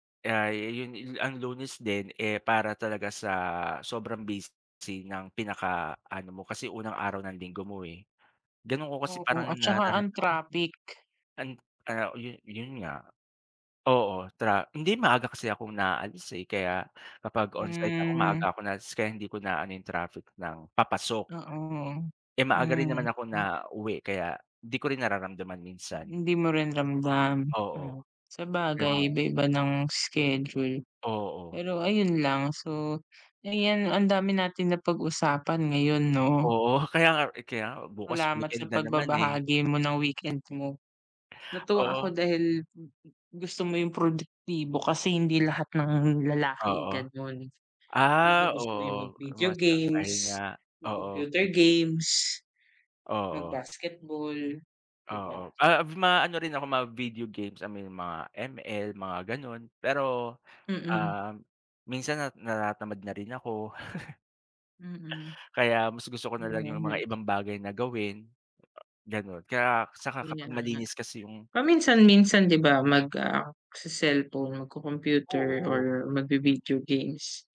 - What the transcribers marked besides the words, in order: unintelligible speech; unintelligible speech; dog barking; laughing while speaking: "Oo, kaya nga"; chuckle; unintelligible speech
- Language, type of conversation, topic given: Filipino, unstructured, Ano ang ideya mo ng perpektong araw na walang pasok?